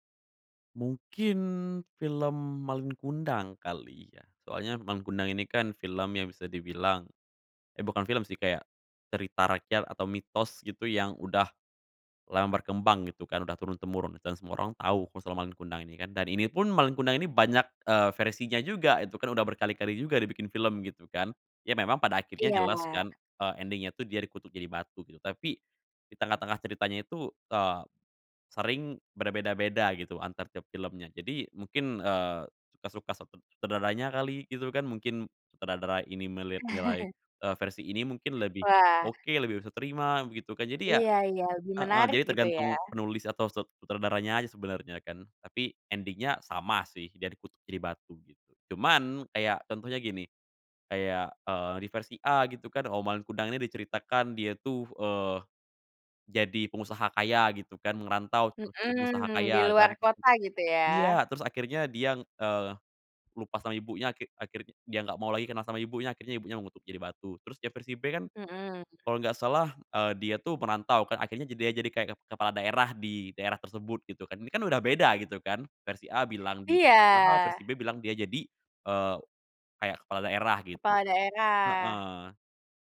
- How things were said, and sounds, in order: other background noise; in English: "ending-nya"; chuckle; in English: "ending-nya"; "terus" said as "teru"
- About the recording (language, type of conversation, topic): Indonesian, podcast, Apa pendapatmu tentang adaptasi mitos atau cerita rakyat menjadi film?